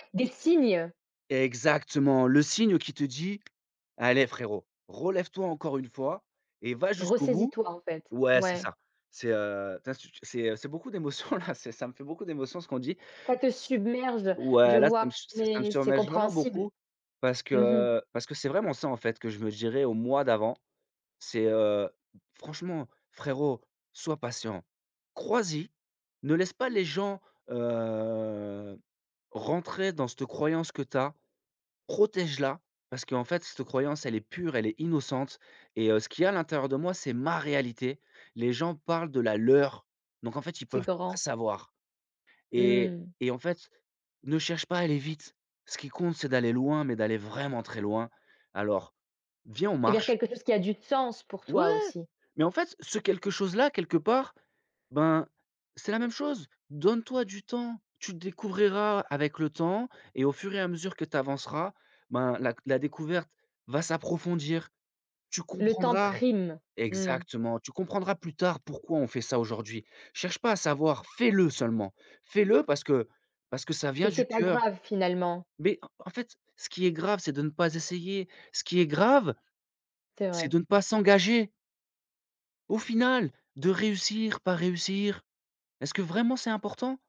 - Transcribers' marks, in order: tapping; laughing while speaking: "émotion là"; drawn out: "heu"; stressed: "ma"; stressed: "leur"; stressed: "vraiment"; stressed: "prime"; stressed: "fais le"
- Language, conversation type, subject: French, podcast, Quel conseil donnerais-tu à ton moi plus jeune ?